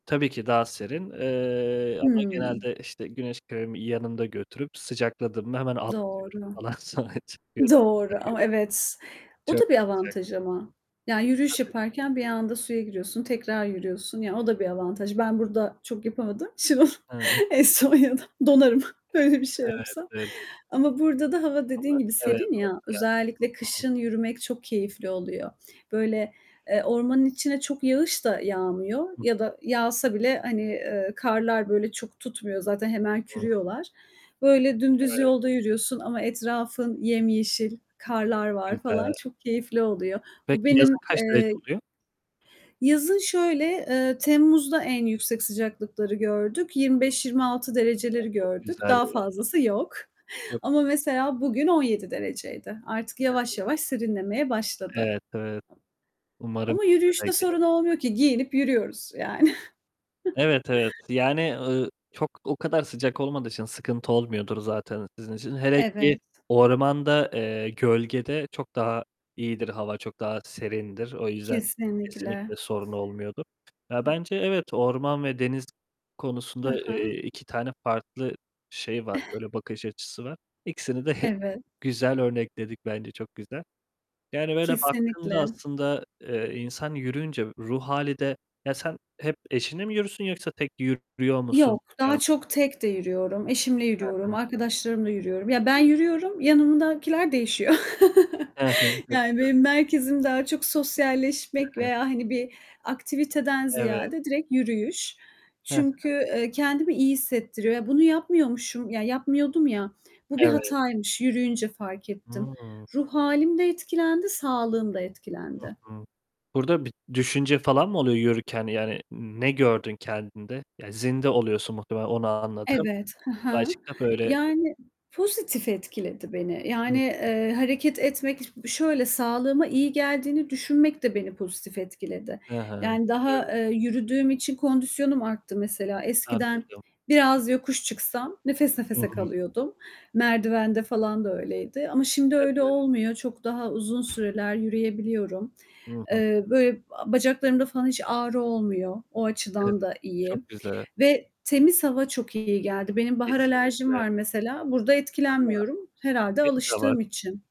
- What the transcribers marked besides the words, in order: distorted speech; static; laughing while speaking: "sonra çıkıyorum"; unintelligible speech; tapping; laughing while speaking: "eee, Estonya'da, donarım öyle bir şey yapsam"; other background noise; unintelligible speech; unintelligible speech; giggle; unintelligible speech; chuckle; giggle; unintelligible speech; unintelligible speech; chuckle; unintelligible speech
- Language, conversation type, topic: Turkish, unstructured, Düzenli yürüyüş yapmak hayatınıza ne gibi katkılar sağlar?